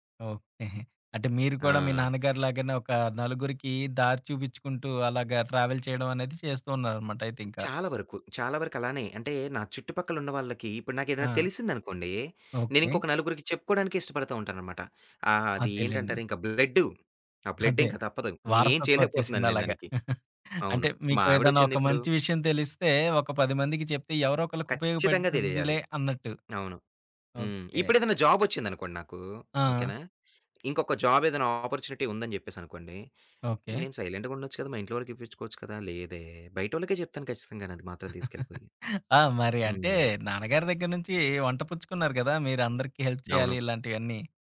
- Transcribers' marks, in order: in English: "ట్రావెల్"; in English: "బ్లడ్"; chuckle; in English: "ఆపర్చునిటీ"; chuckle; tapping; in English: "హెల్ప్"
- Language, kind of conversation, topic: Telugu, podcast, మీ కుటుంబ వలస కథను ఎలా చెప్పుకుంటారు?